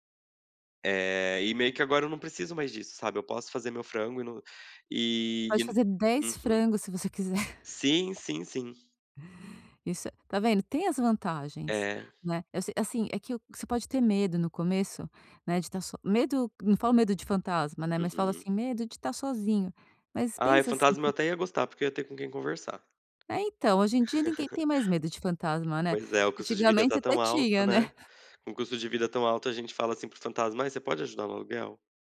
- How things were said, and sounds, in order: tapping; chuckle; laugh; chuckle
- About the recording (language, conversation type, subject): Portuguese, advice, Como posso redescobrir meus valores e prioridades depois do fim de um relacionamento importante?